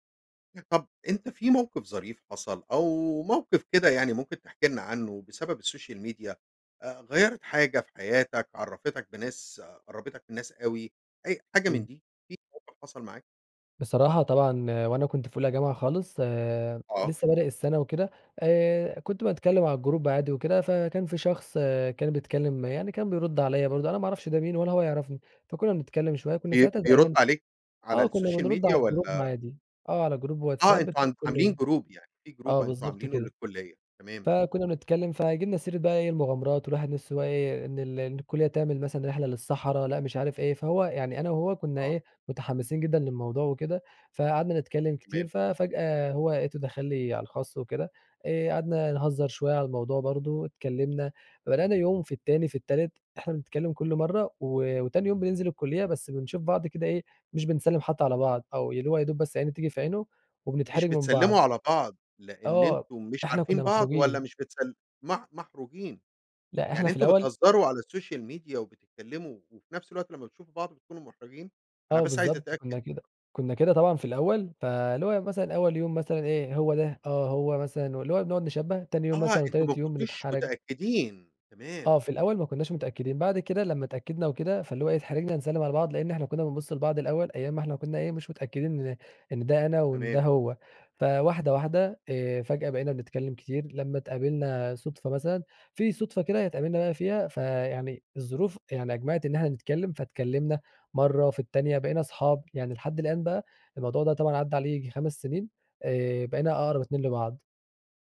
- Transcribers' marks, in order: in English: "السوشيال ميديا"; in English: "الجروب"; in English: "السوشيال ميديا"; other background noise; in English: "الجروب"; in English: "جروب"; in English: "جروب"; in English: "جروب"; tapping; in English: "السوشيال ميديا"
- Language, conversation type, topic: Arabic, podcast, إزاي السوشيال ميديا أثّرت على علاقاتك اليومية؟